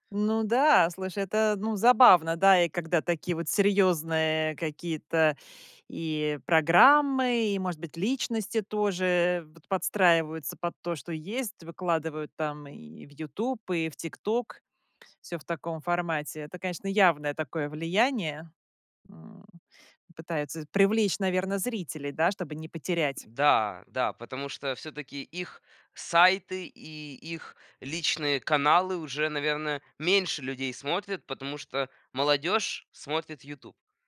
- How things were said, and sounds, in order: tapping
- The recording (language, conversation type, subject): Russian, podcast, Как YouTube изменил наше восприятие медиа?